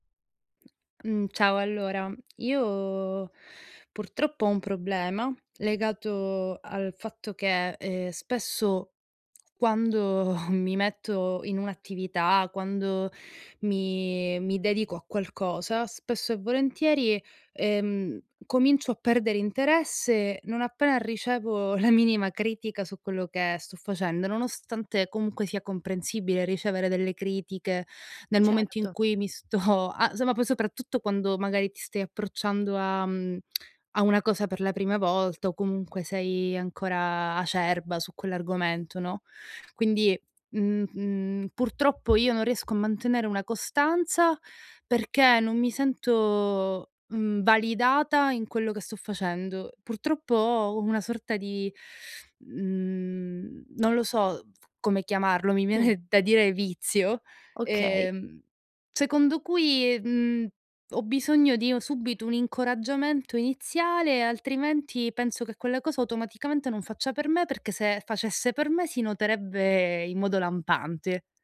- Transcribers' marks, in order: laughing while speaking: "quando"; laughing while speaking: "sto"; tapping; laughing while speaking: "viene"
- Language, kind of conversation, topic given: Italian, advice, Come posso smettere di misurare il mio valore solo in base ai risultati, soprattutto quando ricevo critiche?